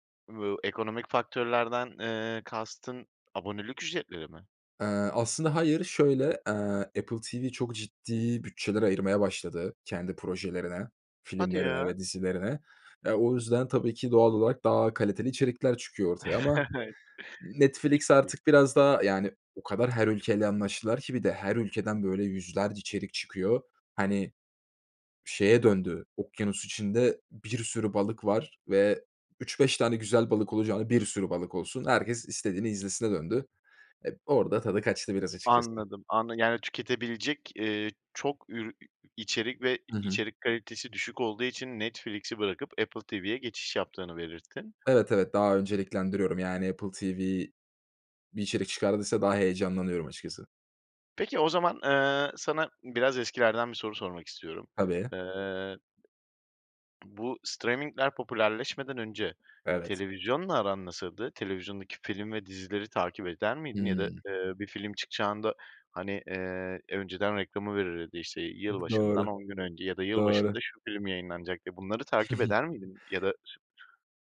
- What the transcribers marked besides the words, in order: chuckle; tapping; in English: "streaming'ler"; chuckle; unintelligible speech
- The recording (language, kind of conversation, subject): Turkish, podcast, Sence geleneksel televizyon kanalları mı yoksa çevrim içi yayın platformları mı daha iyi?